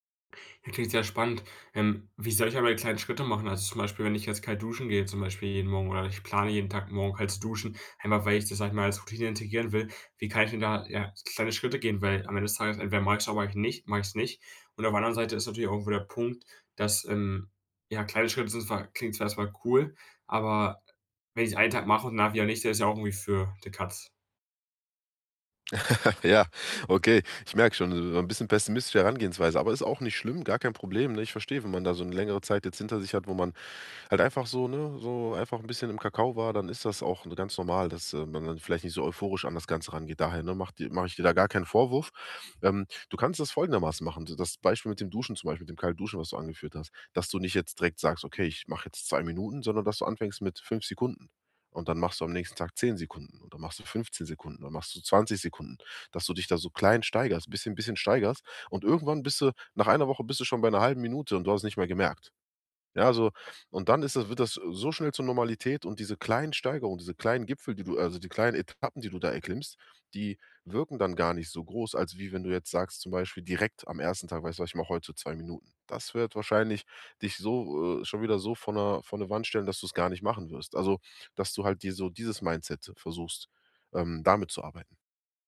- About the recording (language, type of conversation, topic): German, advice, Wie kann ich mich täglich zu mehr Bewegung motivieren und eine passende Gewohnheit aufbauen?
- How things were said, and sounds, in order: chuckle